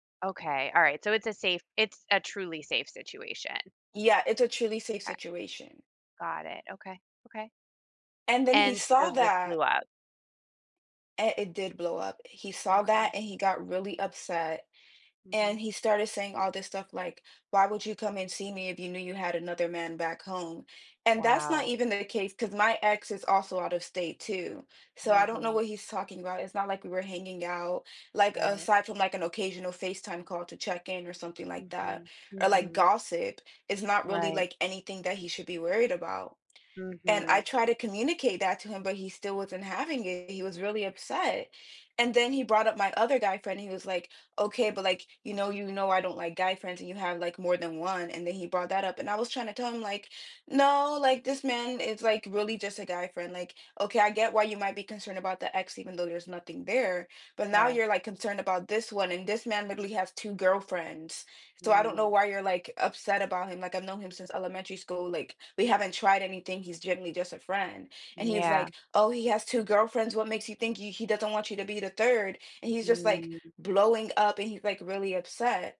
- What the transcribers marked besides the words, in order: tapping
- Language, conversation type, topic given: English, advice, How can I improve communication with my partner?